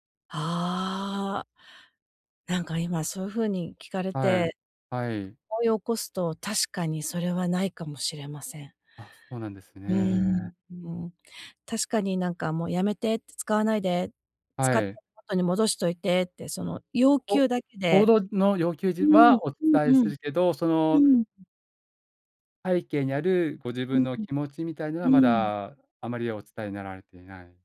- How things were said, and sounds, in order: none
- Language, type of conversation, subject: Japanese, advice, 家族に自分の希望や限界を無理なく伝え、理解してもらうにはどうすればいいですか？